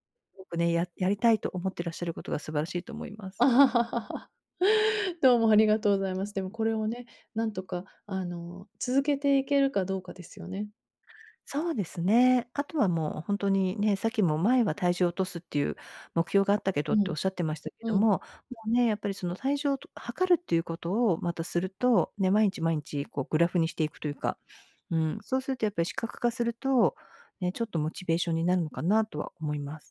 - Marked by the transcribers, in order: chuckle; other background noise
- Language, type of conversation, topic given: Japanese, advice, 小さな習慣を積み重ねて、理想の自分になるにはどう始めればよいですか？